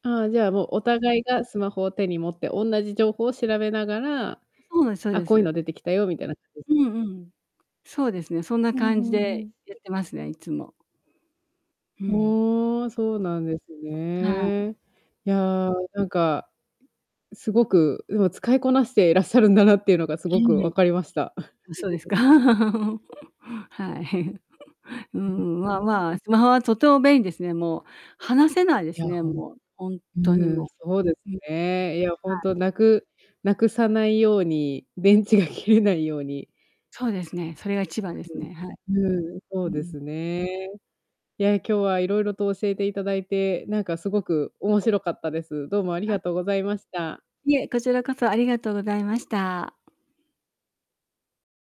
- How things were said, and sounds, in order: distorted speech; tapping; laughing while speaking: "そうですか"; giggle; laugh; chuckle; laughing while speaking: "電池が切れないように"
- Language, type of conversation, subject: Japanese, podcast, スマホを一番便利だと感じるのは、どんなときですか？